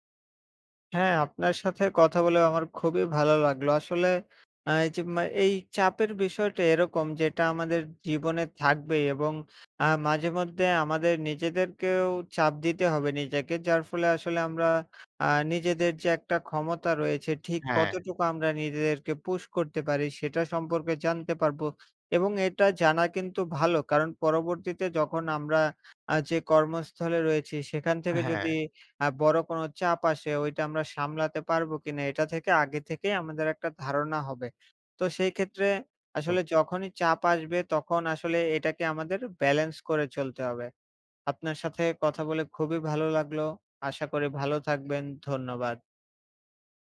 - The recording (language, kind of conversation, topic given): Bengali, unstructured, নিজের ওপর চাপ দেওয়া কখন উপকার করে, আর কখন ক্ষতি করে?
- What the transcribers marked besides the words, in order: tapping; other background noise